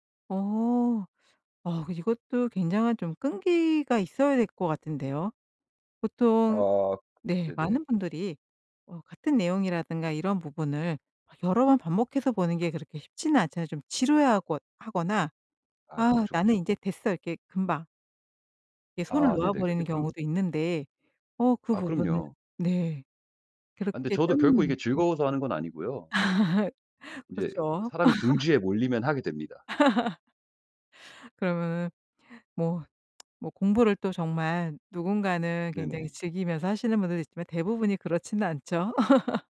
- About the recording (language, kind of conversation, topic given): Korean, podcast, 효과적으로 복습하는 방법은 무엇인가요?
- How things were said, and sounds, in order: tapping; laugh; tsk; laugh